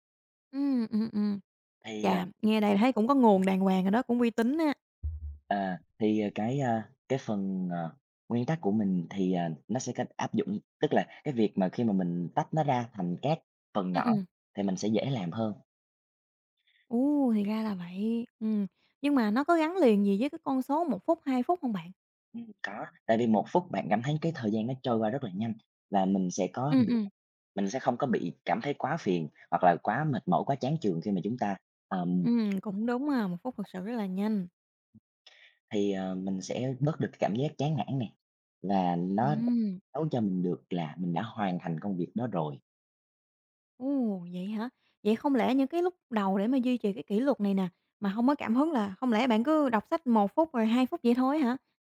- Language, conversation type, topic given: Vietnamese, podcast, Làm sao bạn duy trì kỷ luật khi không có cảm hứng?
- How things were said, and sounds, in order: other background noise; tapping